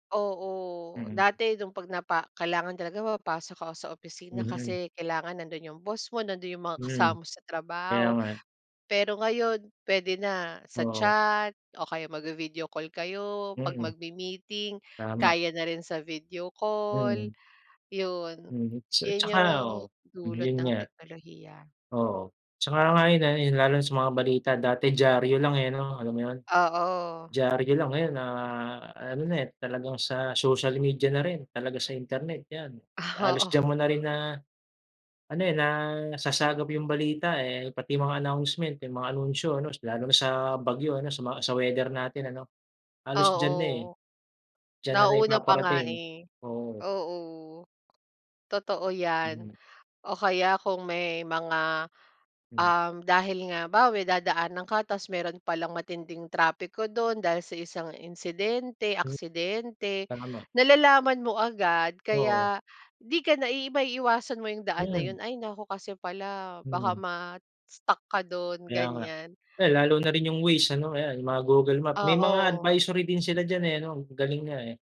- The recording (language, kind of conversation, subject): Filipino, unstructured, Paano nakatulong ang teknolohiya sa mga pang-araw-araw mong gawain?
- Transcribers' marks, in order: laughing while speaking: "mo"; laughing while speaking: "Oo"